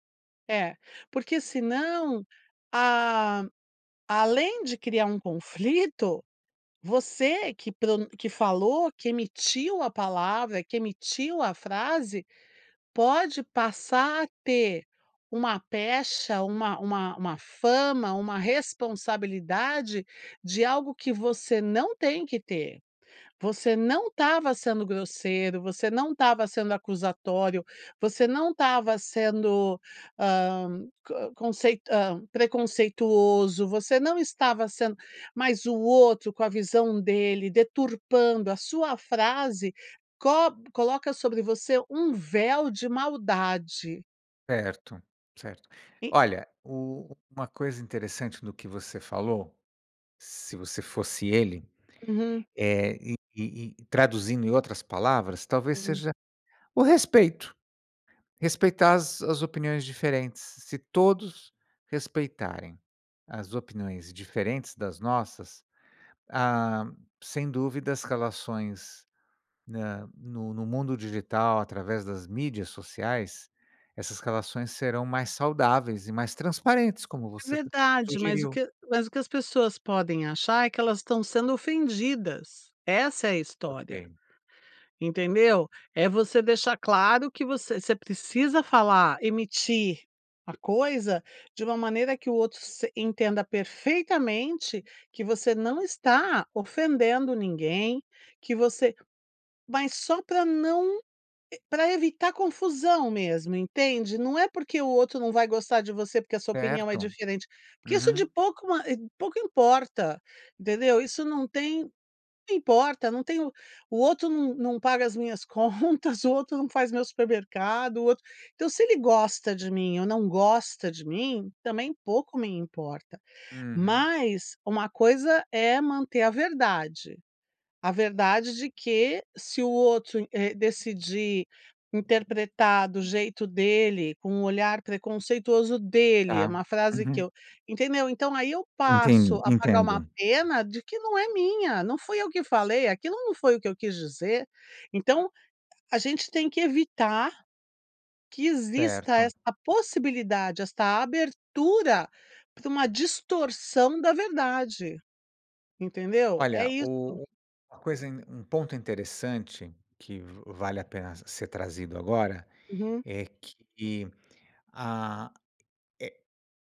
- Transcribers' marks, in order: other background noise
- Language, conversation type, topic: Portuguese, podcast, Como lidar com interpretações diferentes de uma mesma frase?